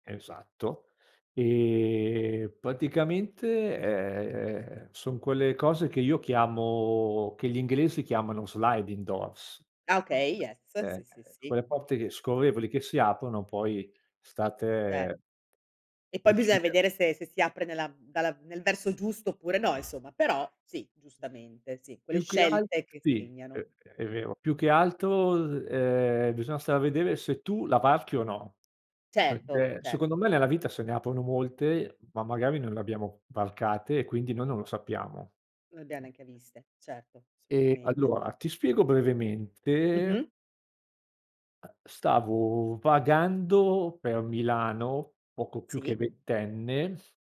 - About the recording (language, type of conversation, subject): Italian, podcast, Qual è una scelta che ti ha cambiato la vita?
- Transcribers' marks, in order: drawn out: "e"; other background noise; drawn out: "ehm"; drawn out: "chiamo"; in English: "sliding doors"; in English: "yes"; unintelligible speech; drawn out: "ehm"; "assolutamente" said as "solutamente"